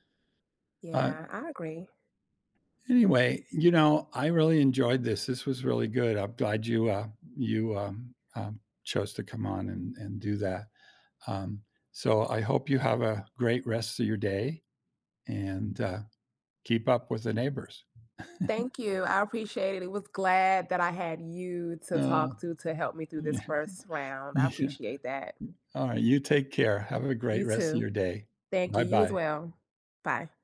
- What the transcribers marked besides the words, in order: chuckle; laughing while speaking: "yeah, yeah"; tapping; other background noise
- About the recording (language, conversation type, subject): English, unstructured, What are some meaningful ways communities can come together to help each other in difficult times?
- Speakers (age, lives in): 45-49, United States; 75-79, United States